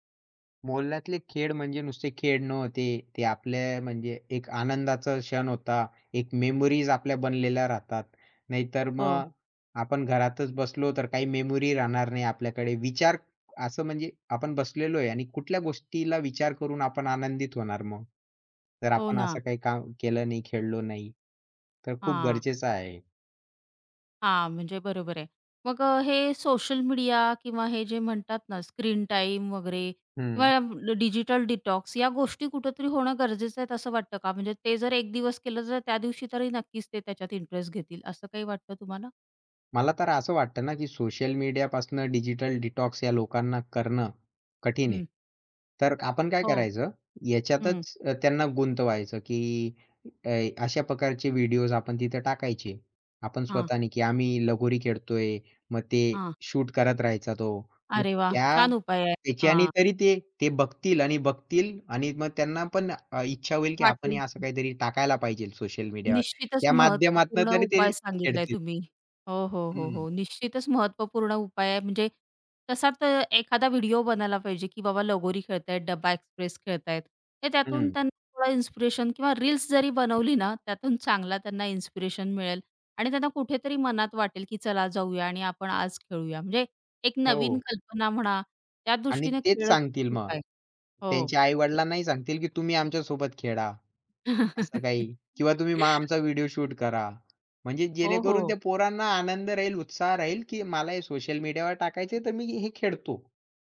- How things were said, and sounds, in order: in English: "ड डिजिटल डिटॉक्स"; in English: "डिजिटल डिटॉक्स"; in English: "शूट"; other background noise; tapping; other noise; chuckle; in English: "शूट"
- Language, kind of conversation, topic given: Marathi, podcast, तुमच्या वाडीत लहानपणी खेळलेल्या खेळांची तुम्हाला कशी आठवण येते?